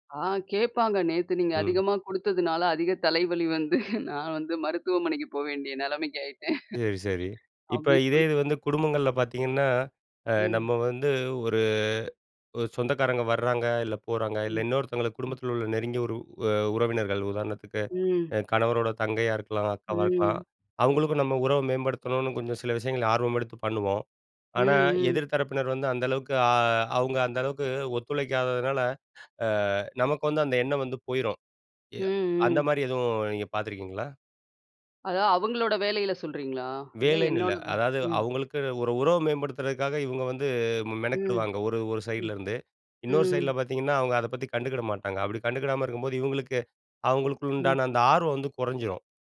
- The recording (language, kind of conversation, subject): Tamil, podcast, உத்வேகம் இல்லாதபோது நீங்கள் உங்களை எப்படி ஊக்கப்படுத்திக் கொள்வீர்கள்?
- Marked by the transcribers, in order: chuckle; chuckle; other background noise; drawn out: "ம்"